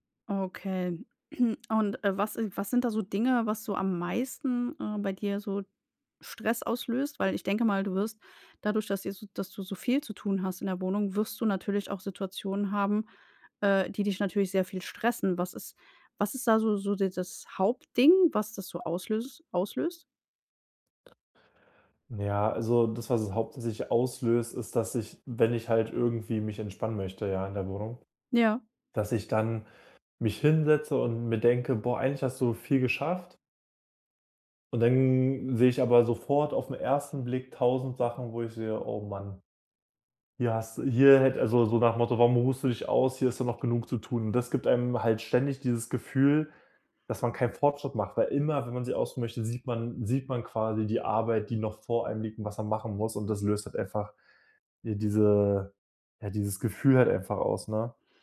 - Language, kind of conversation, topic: German, advice, Wie kann ich meine Fortschritte verfolgen, ohne mich überfordert zu fühlen?
- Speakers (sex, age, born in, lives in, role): female, 35-39, Germany, Germany, advisor; male, 25-29, Germany, Germany, user
- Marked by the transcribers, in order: throat clearing; other background noise